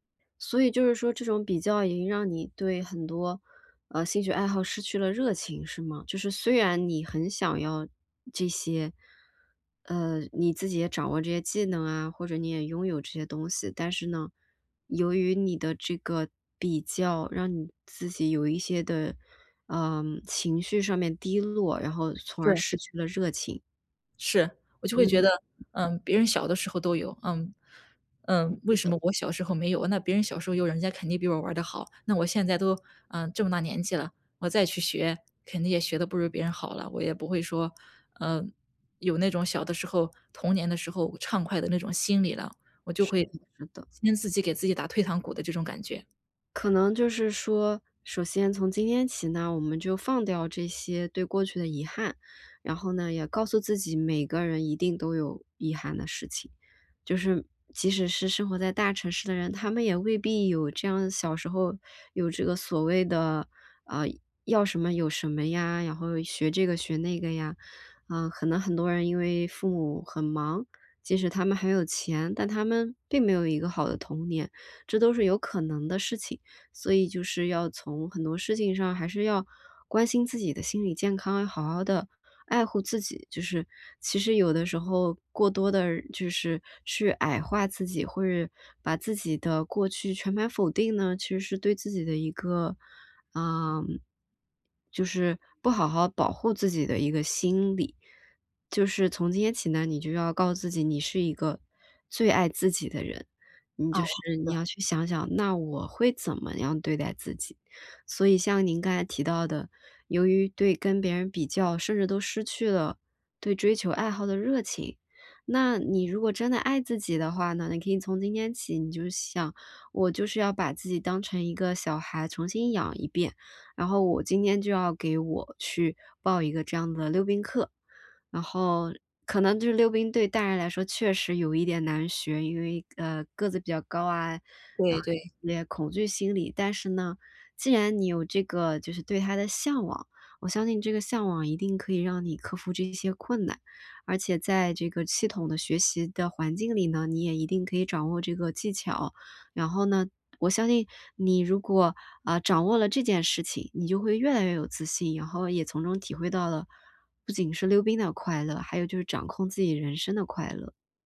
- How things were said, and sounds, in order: tapping
- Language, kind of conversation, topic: Chinese, advice, 如何避免因为比较而失去对爱好的热情？
- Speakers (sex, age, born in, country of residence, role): female, 25-29, China, United States, user; female, 35-39, China, United States, advisor